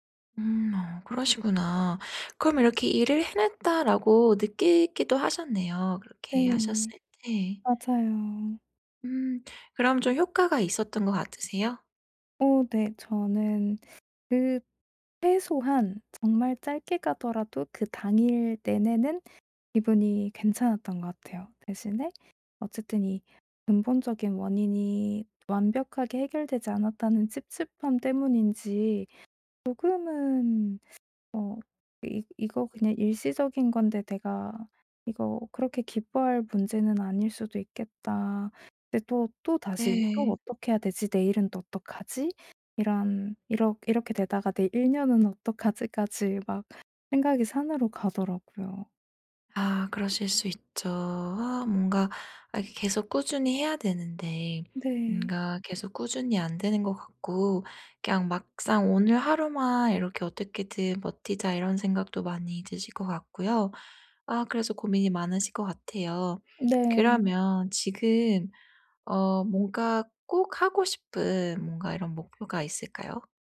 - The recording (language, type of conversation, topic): Korean, advice, 번아웃을 겪는 지금, 현실적인 목표를 세우고 기대치를 조정하려면 어떻게 해야 하나요?
- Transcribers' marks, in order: tapping